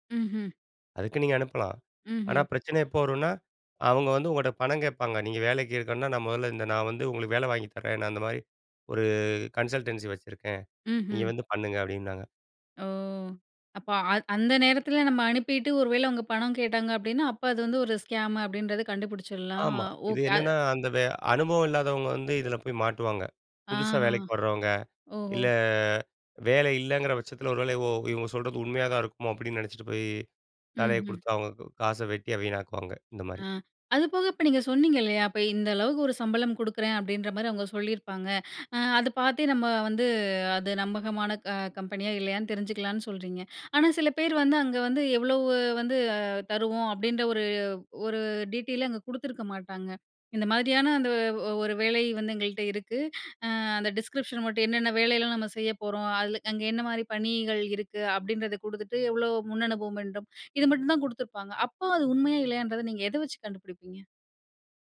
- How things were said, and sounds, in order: in English: "கன்சல்டன்சி"; in English: "ஸ்கேம்"; in English: "டிடெய்லே"; in English: "டிஸ்க்ரிப்ஷன்"
- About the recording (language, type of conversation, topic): Tamil, podcast, வலைவளங்களிலிருந்து நம்பகமான தகவலை நீங்கள் எப்படித் தேர்ந்தெடுக்கிறீர்கள்?